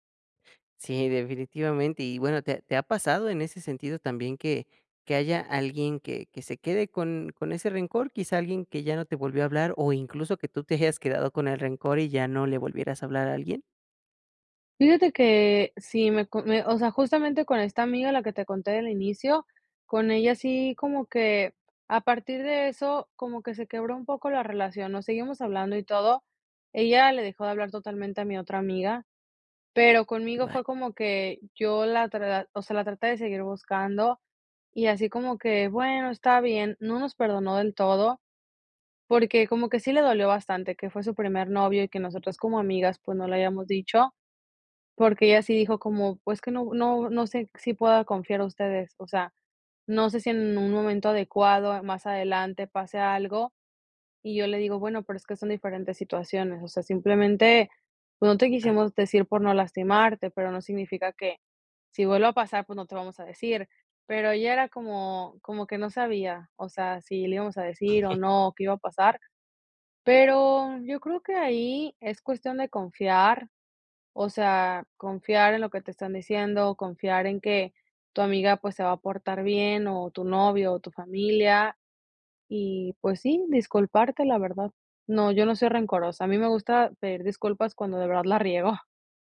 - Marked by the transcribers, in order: laughing while speaking: "te hayas"; other background noise; chuckle; laughing while speaking: "la riego"
- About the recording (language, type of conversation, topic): Spanish, podcast, ¿Cómo pides disculpas cuando metes la pata?